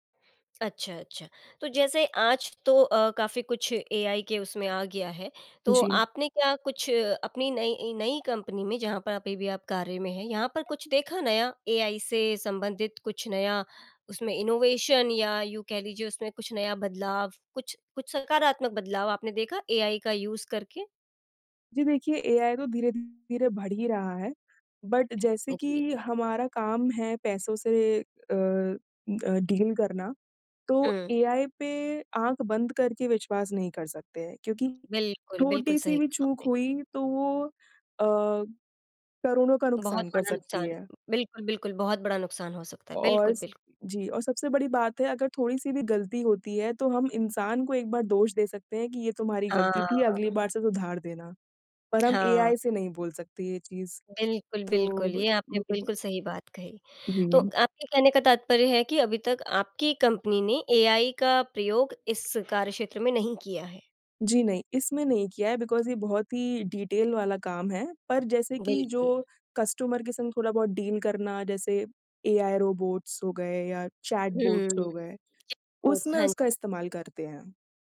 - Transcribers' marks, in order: in English: "इनोवेशन"; in English: "यूज़"; in English: "बट"; in English: "डील"; tapping; other background noise; in English: "बिकॉज़"; in English: "डीटेल"; in English: "कस्टमर"; in English: "डील"; other noise
- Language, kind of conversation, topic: Hindi, podcast, आपने अपना करियर कैसे चुना?